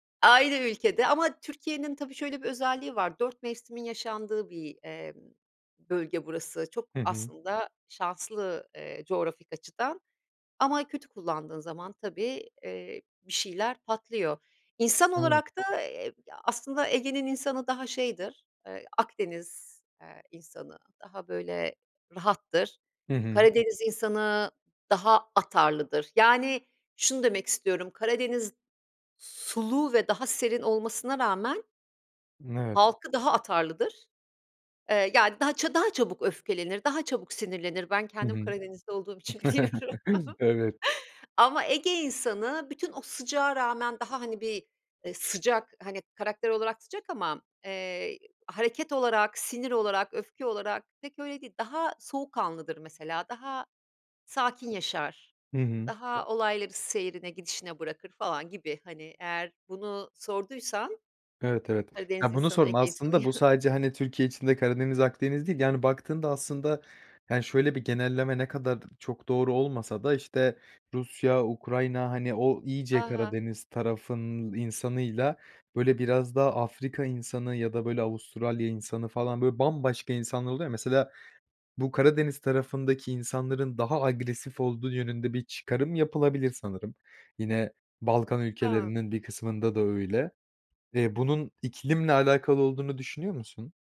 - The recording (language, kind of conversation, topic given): Turkish, podcast, İklim değişikliğinin günlük hayatımıza etkilerini nasıl görüyorsun?
- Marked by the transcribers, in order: chuckle; other background noise; laughing while speaking: "Evet"; laughing while speaking: "biliyorum"; chuckle; chuckle